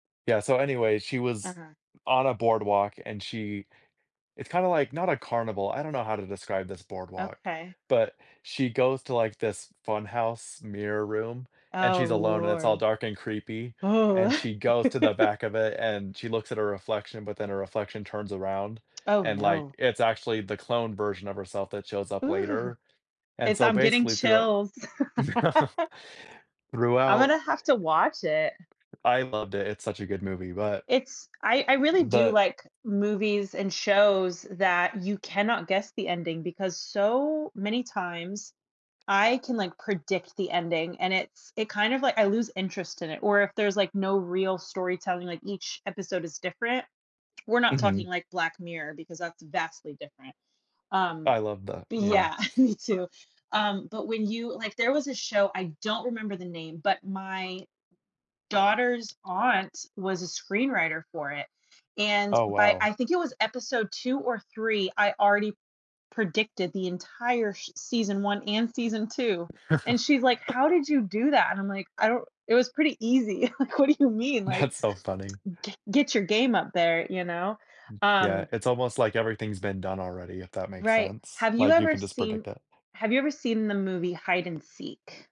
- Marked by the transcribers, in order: chuckle; tapping; chuckle; other background noise; laughing while speaking: "Yeah"; laugh; laughing while speaking: "like, what do you mean"; laughing while speaking: "That's"
- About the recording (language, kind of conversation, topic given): English, unstructured, How do unexpected plot twists change your experience of a story?
- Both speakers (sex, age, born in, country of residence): female, 35-39, United States, United States; male, 20-24, United States, United States